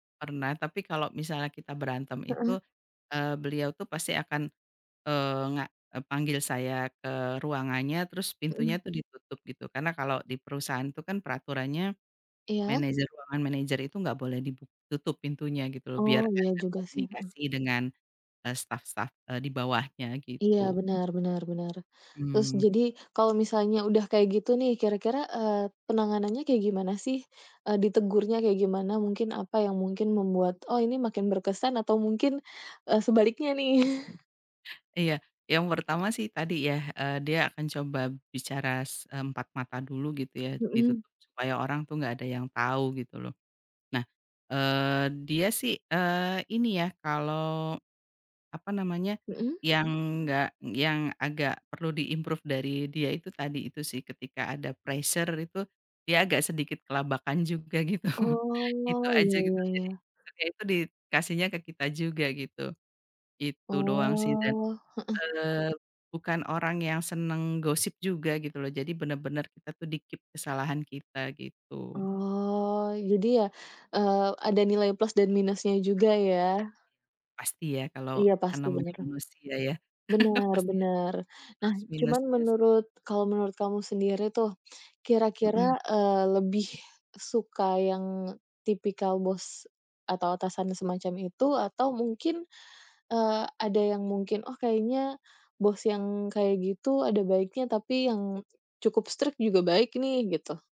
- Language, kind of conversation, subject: Indonesian, podcast, Cerita tentang bos atau manajer mana yang paling berkesan bagi Anda?
- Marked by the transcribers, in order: other background noise; laughing while speaking: "nih?"; in English: "di-improve"; in English: "pressure"; laughing while speaking: "gitu"; drawn out: "Oh"; in English: "di-keep"; unintelligible speech; laugh; in English: "strict"